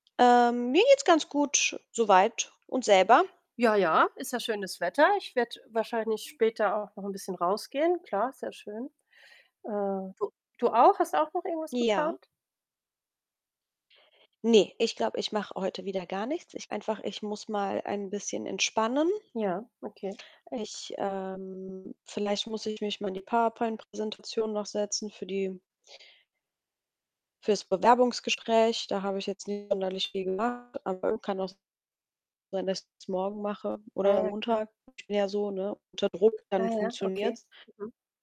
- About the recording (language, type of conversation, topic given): German, unstructured, Was nervt dich an Menschen, die Tiere nicht respektieren?
- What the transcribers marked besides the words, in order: static; distorted speech; drawn out: "ähm"; unintelligible speech